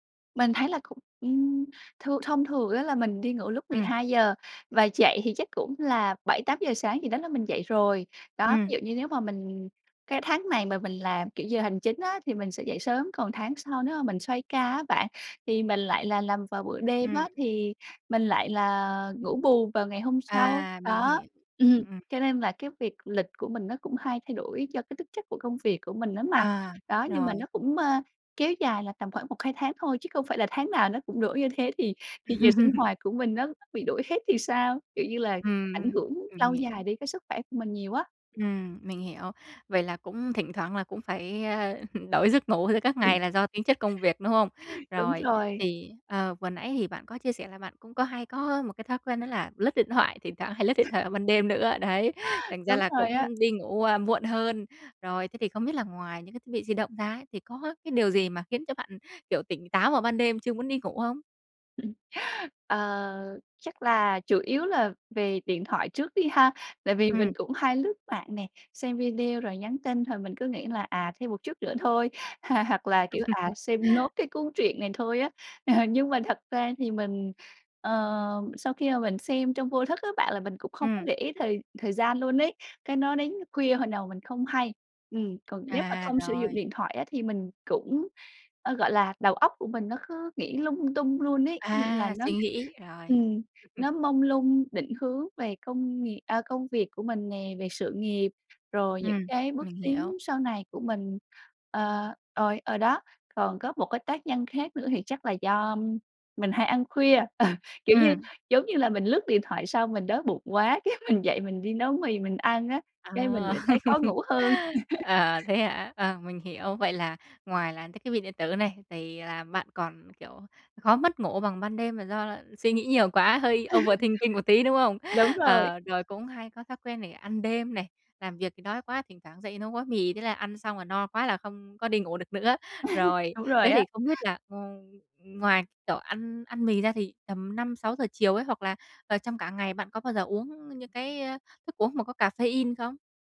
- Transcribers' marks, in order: other background noise; tapping; "hiểu" said as "hỉa"; laugh; chuckle; laugh; laugh; "rồi" said as "ồi"; laughing while speaking: "Ờ"; laughing while speaking: "cái mình"; laugh; in English: "overthinking"; laugh; laugh; other noise
- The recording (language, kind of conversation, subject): Vietnamese, advice, Làm thế nào để duy trì lịch ngủ đều đặn mỗi ngày?